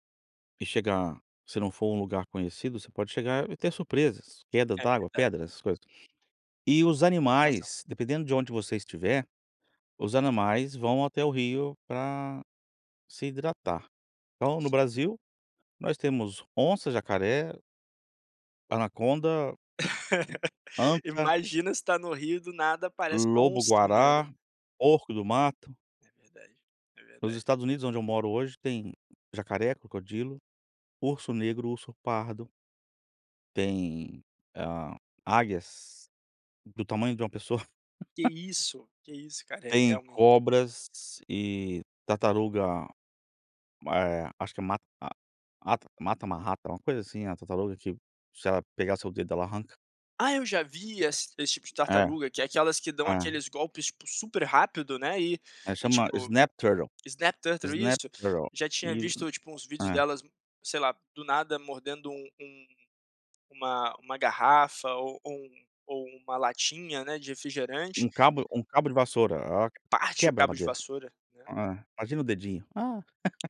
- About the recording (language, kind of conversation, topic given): Portuguese, podcast, Você prefere o mar, o rio ou a mata, e por quê?
- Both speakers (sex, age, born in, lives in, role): male, 25-29, Brazil, Portugal, host; male, 45-49, Brazil, United States, guest
- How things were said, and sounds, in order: "animais" said as "anamais"; laugh; laugh; in English: "snap turtle, snap turtle"; in English: "snap turtle"; chuckle